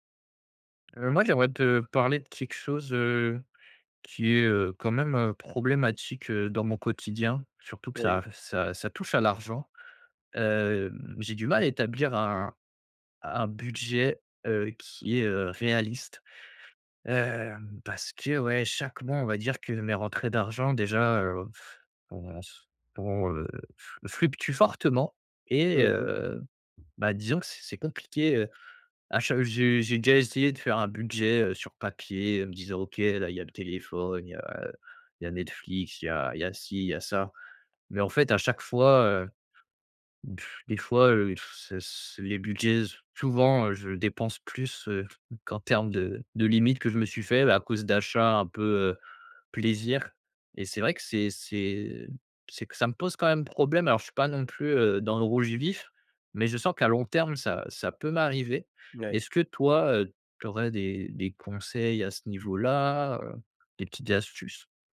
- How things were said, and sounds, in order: tapping; blowing
- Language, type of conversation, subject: French, advice, Comment puis-je établir et suivre un budget réaliste malgré mes difficultés ?